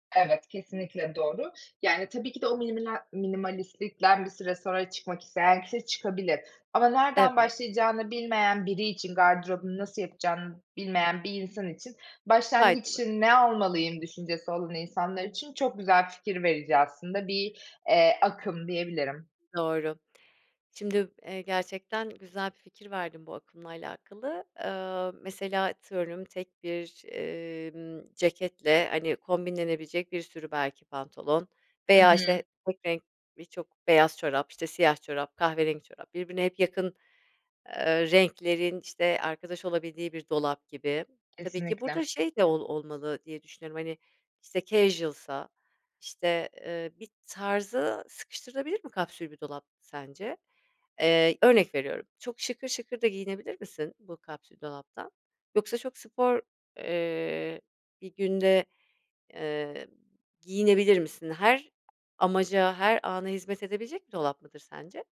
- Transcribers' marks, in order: in French: "minimalistlikten"; in English: "casual'sa"
- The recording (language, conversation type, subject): Turkish, podcast, Gardırobunuzda vazgeçemediğiniz parça hangisi ve neden?
- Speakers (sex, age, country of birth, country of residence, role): female, 25-29, Turkey, Germany, guest; female, 40-44, Turkey, Spain, host